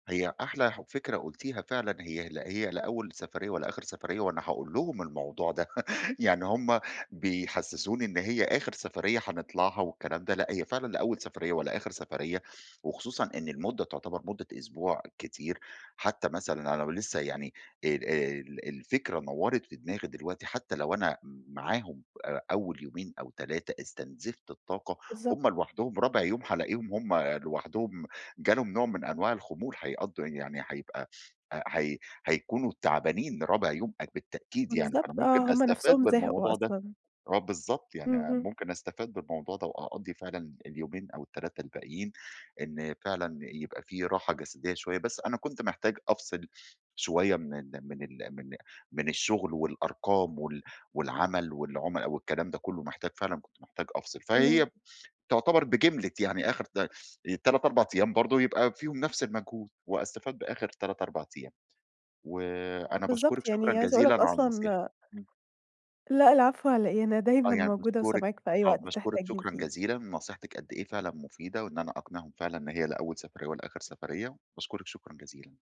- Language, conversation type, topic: Arabic, advice, إزاي أوازن بين الراحة والمغامرة وأنا مسافر جديد؟
- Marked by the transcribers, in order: laugh